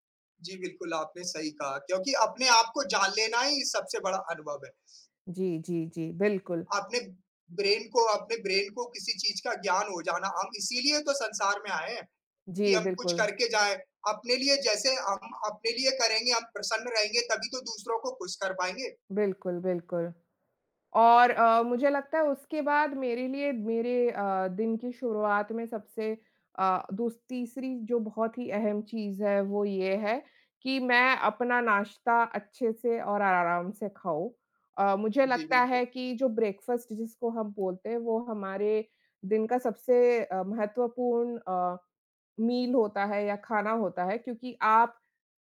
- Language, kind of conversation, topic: Hindi, unstructured, आप अपने दिन की शुरुआत कैसे करते हैं?
- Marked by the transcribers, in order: in English: "ब्रेन"; in English: "ब्रेन"; in English: "ब्रेकफ़ास्ट"; in English: "मील"